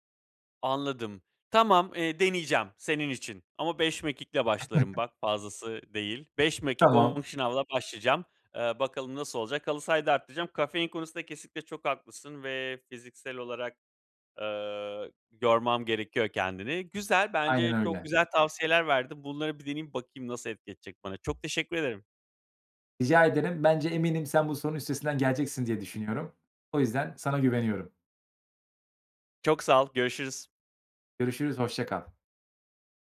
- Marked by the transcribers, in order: chuckle; other background noise
- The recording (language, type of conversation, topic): Turkish, advice, Yatmadan önce ekran kullanımını azaltmak uykuya geçişimi nasıl kolaylaştırır?